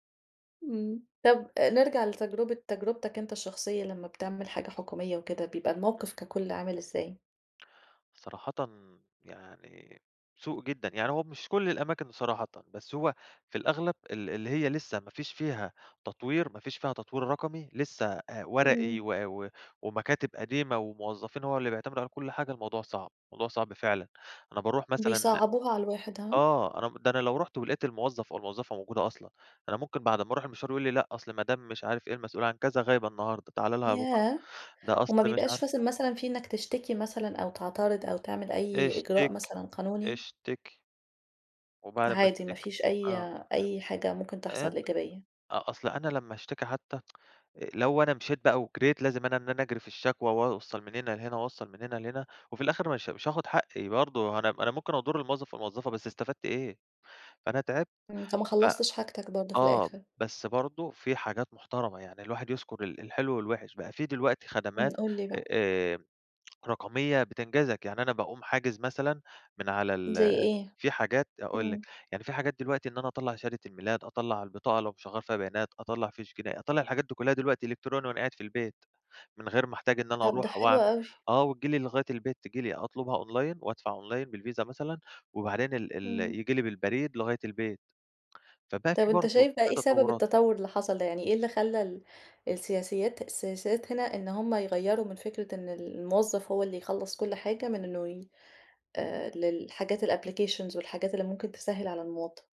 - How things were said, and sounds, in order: unintelligible speech; tsk; tsk; in English: "online"; in English: "online"; in English: "الapplications"
- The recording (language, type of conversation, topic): Arabic, podcast, إيه الفيلم العربي اللي أثّر فيك، وإزاي أثّر عليك؟
- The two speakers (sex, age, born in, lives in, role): female, 35-39, Egypt, Egypt, host; male, 25-29, Egypt, Greece, guest